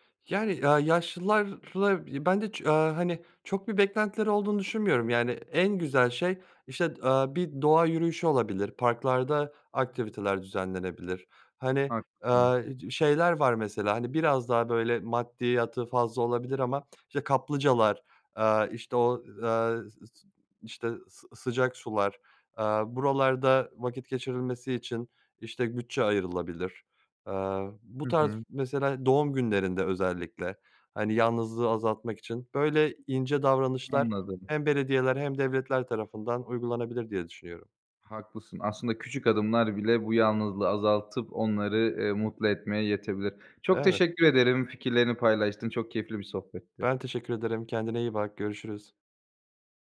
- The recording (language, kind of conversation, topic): Turkish, podcast, Yaşlıların yalnızlığını azaltmak için neler yapılabilir?
- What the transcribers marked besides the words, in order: none